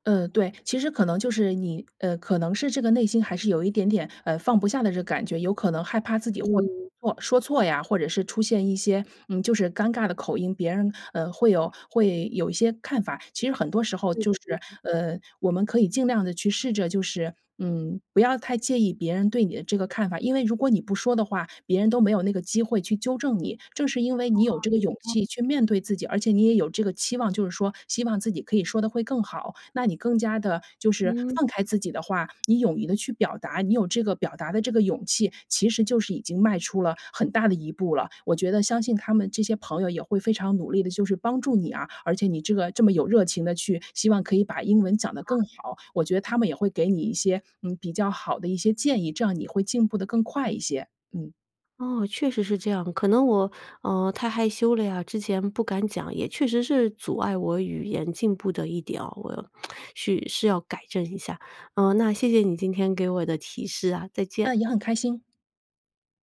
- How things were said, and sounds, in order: other background noise; lip smack; "是" said as "绪"
- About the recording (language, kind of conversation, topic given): Chinese, advice, 為什麼我會覺得自己沒有天賦或價值？